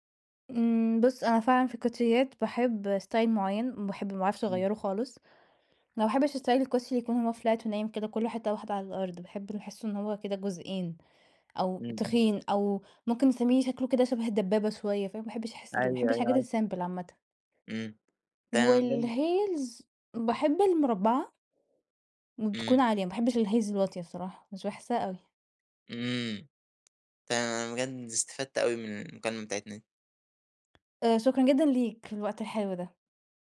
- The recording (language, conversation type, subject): Arabic, podcast, إزاي بتختار لبسك كل يوم؟
- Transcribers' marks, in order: in English: "style"; in English: "style"; in English: "flat"; in English: "الsimple"; tapping; in English: "والheels"; in English: "الheels"